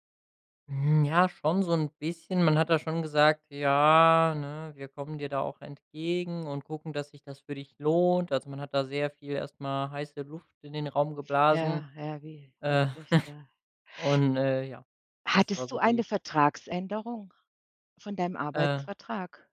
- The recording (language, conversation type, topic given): German, advice, Wie kann ich ein Gehaltsgespräch mit der Geschäftsführung am besten vorbereiten und führen?
- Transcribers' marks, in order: drawn out: "Ja"; drawn out: "entgegen"; drawn out: "lohnt"; chuckle